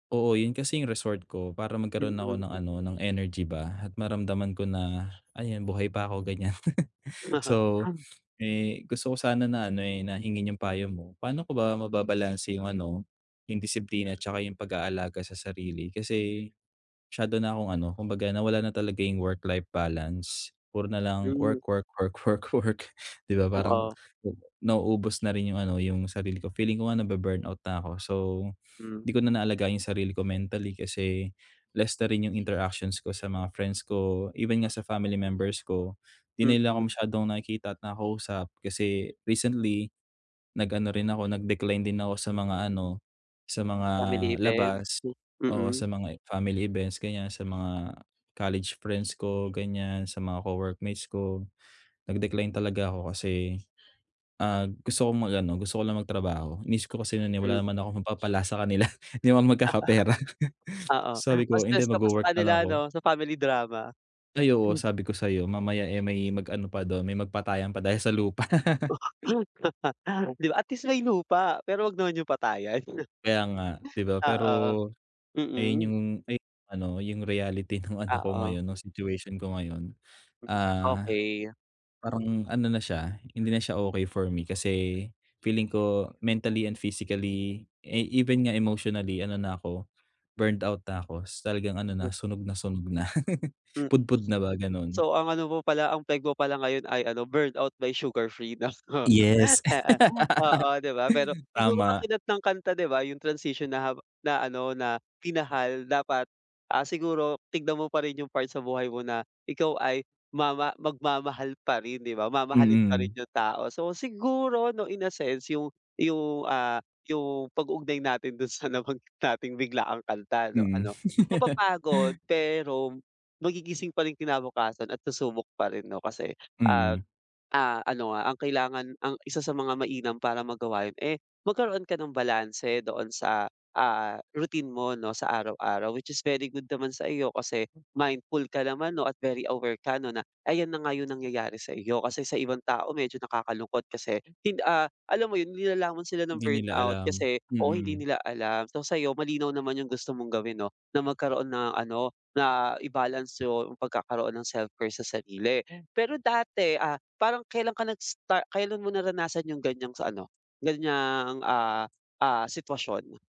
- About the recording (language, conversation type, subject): Filipino, advice, Paano ko mababalanse ang disiplina at pag-aalaga sa sarili?
- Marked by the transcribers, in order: chuckle; laughing while speaking: "Oo"; in English: "work-life balance"; chuckle; chuckle; laugh; chuckle; laugh; chuckle; unintelligible speech; chuckle; chuckle; laugh; laughing while speaking: "dun sa nabanggit nating"; laugh